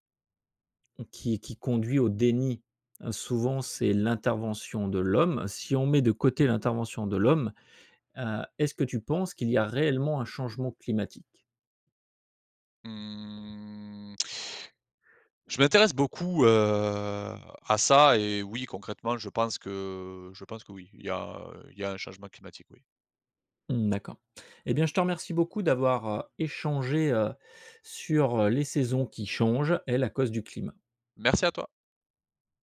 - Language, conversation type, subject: French, podcast, Que penses-tu des saisons qui changent à cause du changement climatique ?
- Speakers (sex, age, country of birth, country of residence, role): male, 35-39, France, France, guest; male, 45-49, France, France, host
- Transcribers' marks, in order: none